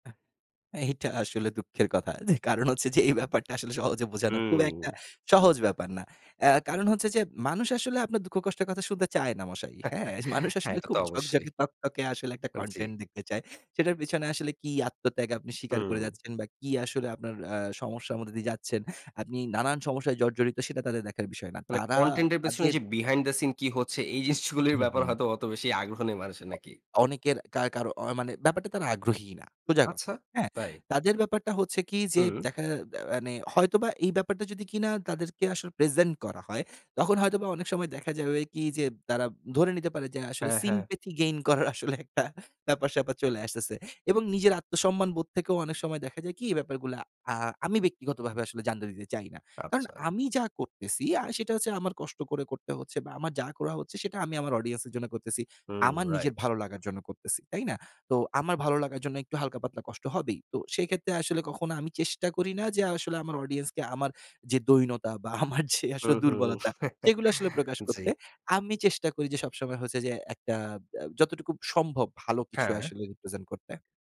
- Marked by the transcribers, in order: laughing while speaking: "যে কারণ হচ্ছে যে"; chuckle; laughing while speaking: "মানুষ আসলে খুব ঝকঝকে তকতকে"; in English: "content"; in English: "content"; in English: "behind the scene"; laughing while speaking: "এই জিনিসগুলির ব্যাপার হয়তো"; in English: "sympathy gain"; laughing while speaking: "gain করার আসলে একটা ব্যাপার-স্যাপার"; in English: "audience"; in English: "audience"; "দৈন্যতা" said as "দৈনতা"; chuckle; in English: "represent"
- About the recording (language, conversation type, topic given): Bengali, podcast, কনটেন্ট তৈরি করার সময় মানসিক চাপ কীভাবে সামলান?